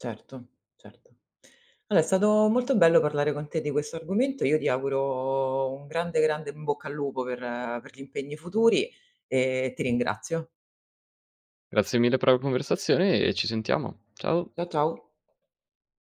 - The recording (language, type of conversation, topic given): Italian, podcast, Raccontami di un fallimento che si è trasformato in un'opportunità?
- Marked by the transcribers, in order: other background noise